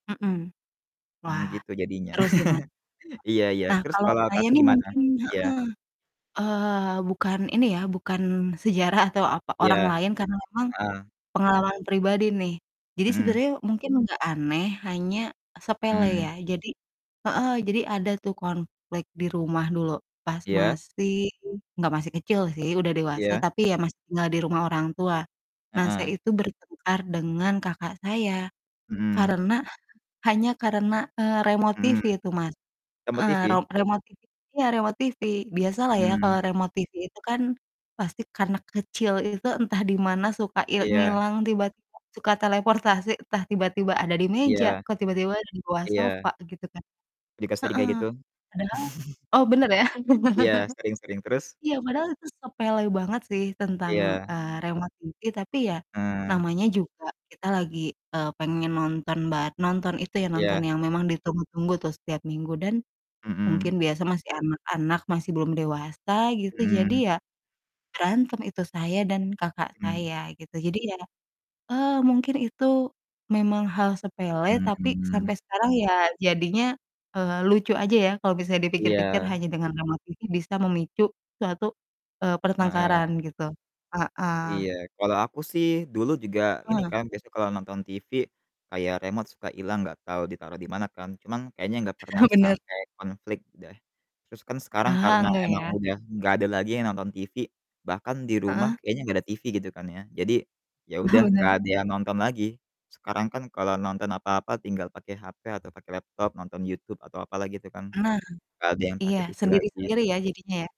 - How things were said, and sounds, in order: distorted speech; other background noise; chuckle; tapping; laugh; chuckle; static; chuckle; chuckle
- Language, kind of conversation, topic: Indonesian, unstructured, Apa hal paling aneh yang pernah menjadi sumber konflik?